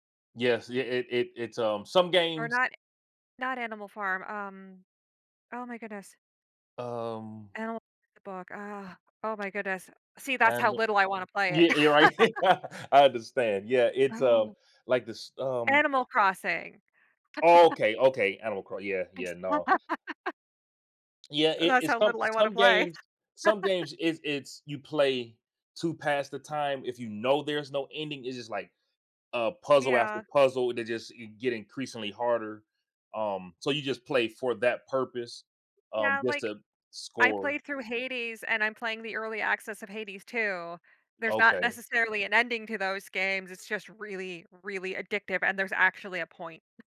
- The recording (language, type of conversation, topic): English, unstructured, What makes the ending of a story or experience truly memorable?
- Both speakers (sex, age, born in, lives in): female, 35-39, United States, United States; male, 45-49, United States, United States
- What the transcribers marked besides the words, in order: unintelligible speech; tapping; laugh; chuckle; laugh; chuckle; other background noise